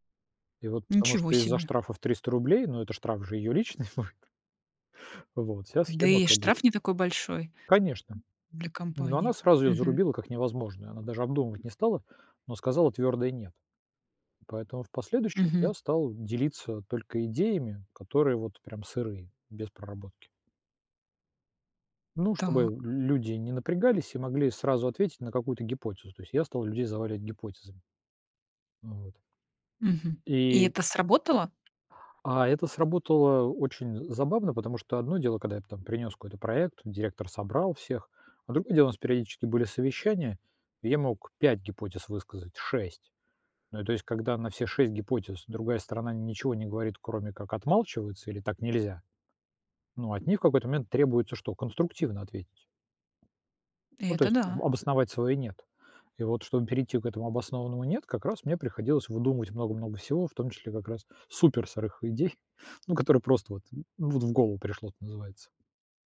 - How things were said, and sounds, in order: laughing while speaking: "будет"; tapping; laughing while speaking: "идей"
- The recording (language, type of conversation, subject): Russian, podcast, Нравится ли тебе делиться сырыми идеями и почему?